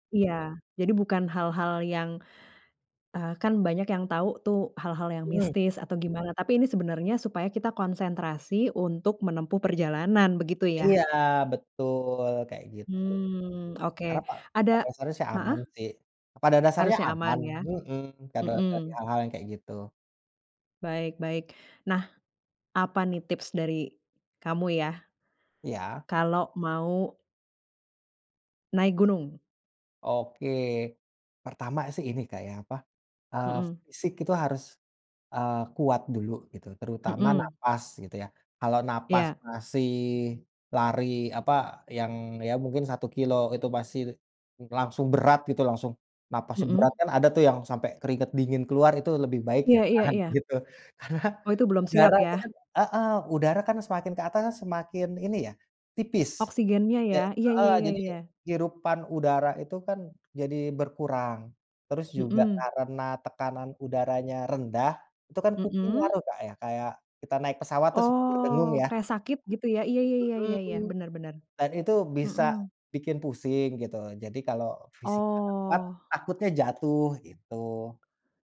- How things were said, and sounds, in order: laughing while speaking: "Karena"
- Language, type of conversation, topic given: Indonesian, podcast, Ceritakan pengalaman paling berkesanmu saat berada di alam?